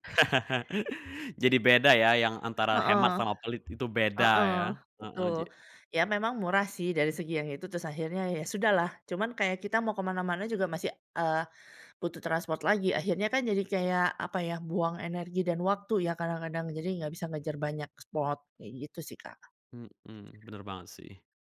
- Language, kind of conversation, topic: Indonesian, podcast, Bagaimana caramu berhemat tanpa kehilangan pengalaman seru?
- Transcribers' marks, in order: chuckle; tapping